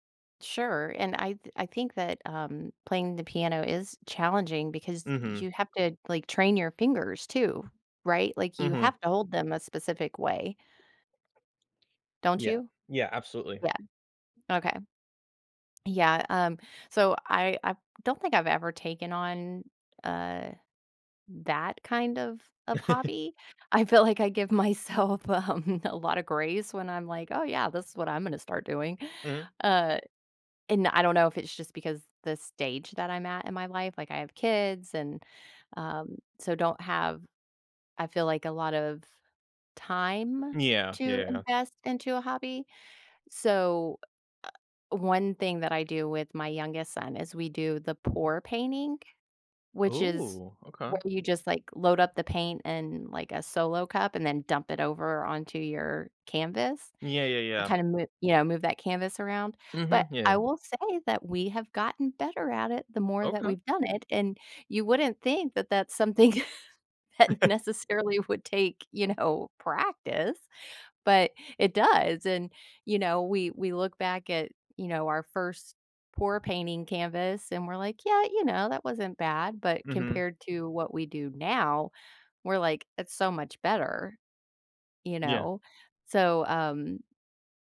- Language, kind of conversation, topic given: English, unstructured, How can a hobby help me handle failure and track progress?
- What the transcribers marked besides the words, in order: other background noise; tapping; laughing while speaking: "I feel like I give myself, um"; chuckle; laughing while speaking: "something that necessarily would take, you know"; chuckle